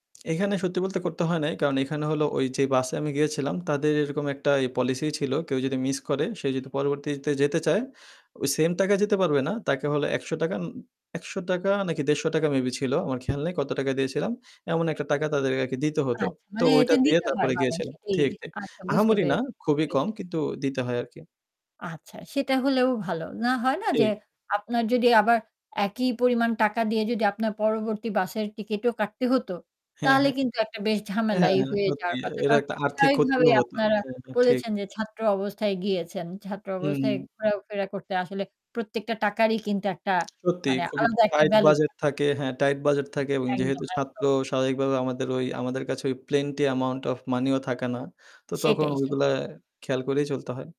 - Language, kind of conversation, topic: Bengali, podcast, আপনি কি কখনও ট্রেন বা বাস মিস করে পরে কোনো ভালো অভিজ্ঞতা বা সুযোগ পেয়েছেন?
- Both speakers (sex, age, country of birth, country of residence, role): female, 40-44, Bangladesh, Finland, host; male, 20-24, Bangladesh, Bangladesh, guest
- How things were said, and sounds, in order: static; "তাদেরকে" said as "তাদেরকাকে"; tapping